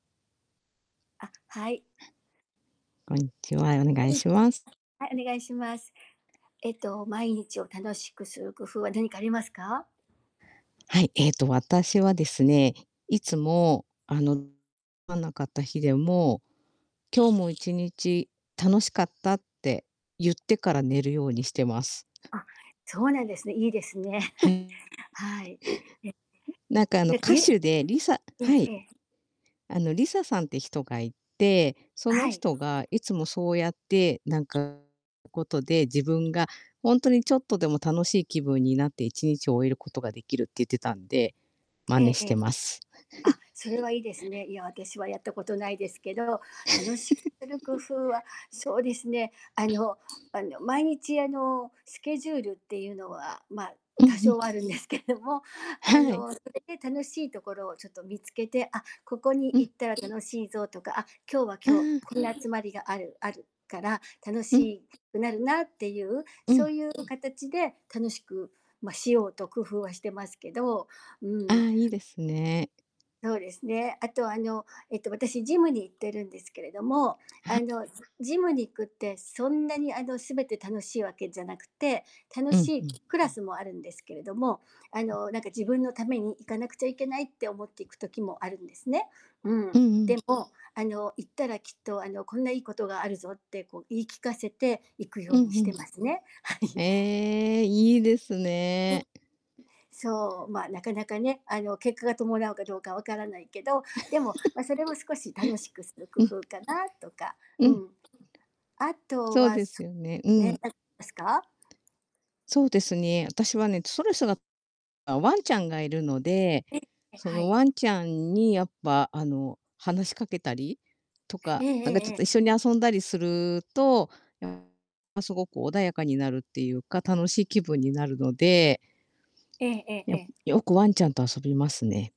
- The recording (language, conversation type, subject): Japanese, unstructured, 毎日を楽しく過ごすために、どんな工夫をしていますか？
- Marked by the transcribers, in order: other background noise; distorted speech; static; tapping; chuckle; chuckle; laughing while speaking: "あるんですけども"; background speech; laughing while speaking: "はい"; unintelligible speech; laugh